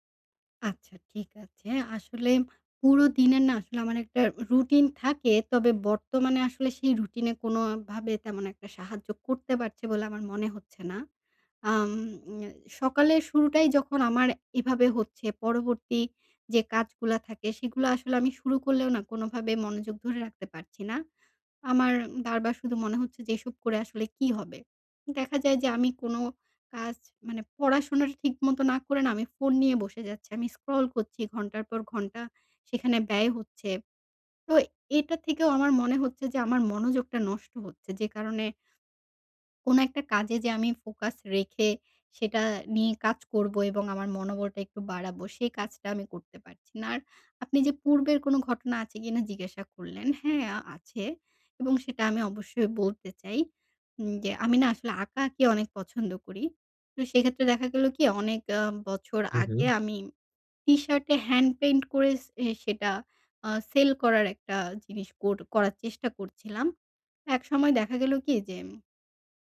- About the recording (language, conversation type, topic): Bengali, advice, আমি কীভাবে ছোট সাফল্য কাজে লাগিয়ে মনোবল ফিরিয়ে আনব
- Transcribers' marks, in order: in English: "scroll"; "করে" said as "করেস"